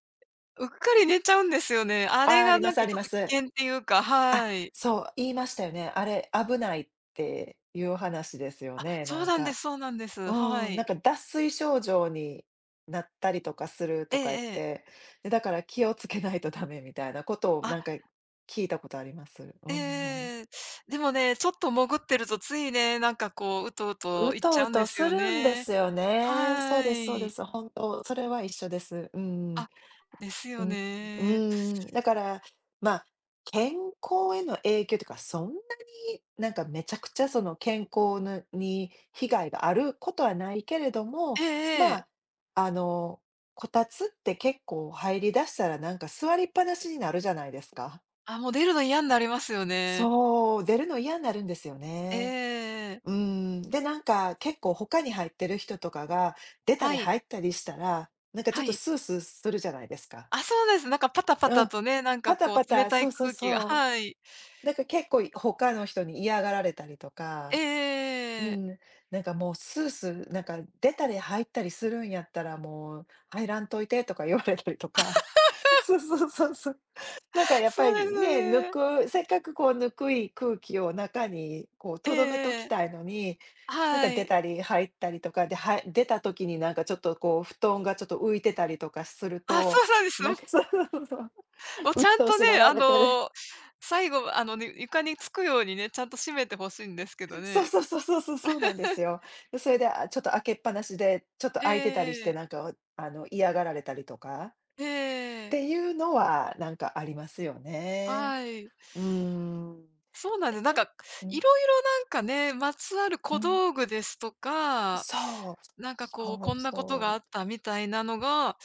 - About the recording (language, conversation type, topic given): Japanese, unstructured, 冬の暖房にはエアコンとこたつのどちらが良いですか？
- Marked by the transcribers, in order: laughing while speaking: "言われたりとか。そう そう そう そう"; laugh; laughing while speaking: "そう そう そう そう。鬱陶しがられてる"; laugh; other background noise